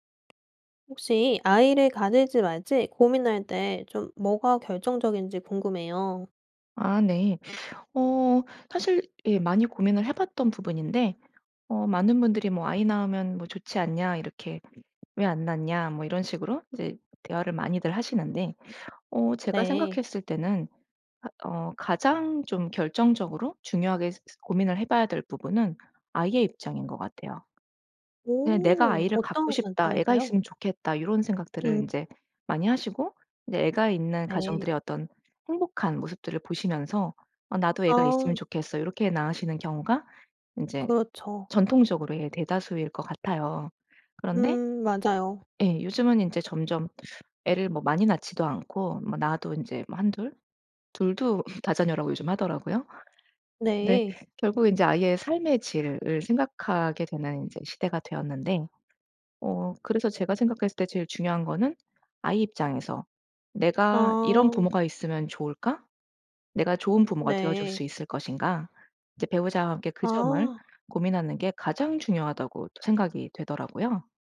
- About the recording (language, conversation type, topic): Korean, podcast, 아이를 가질지 말지 고민할 때 어떤 요인이 가장 결정적이라고 생각하시나요?
- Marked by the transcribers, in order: tapping; other background noise; laugh